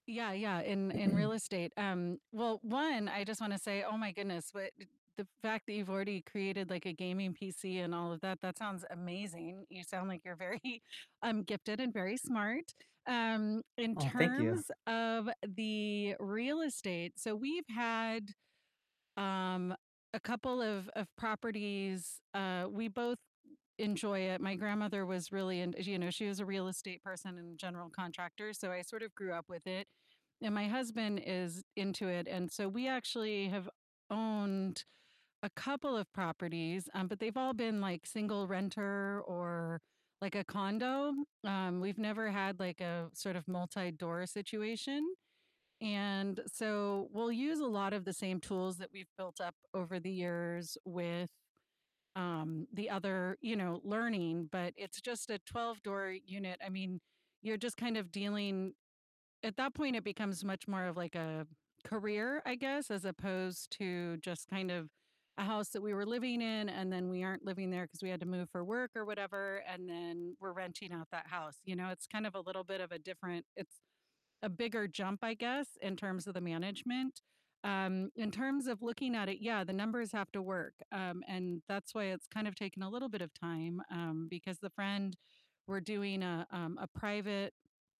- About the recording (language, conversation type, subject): English, unstructured, What is the biggest risk you would take for your future?
- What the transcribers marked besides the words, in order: throat clearing; distorted speech; laughing while speaking: "very"; static; tapping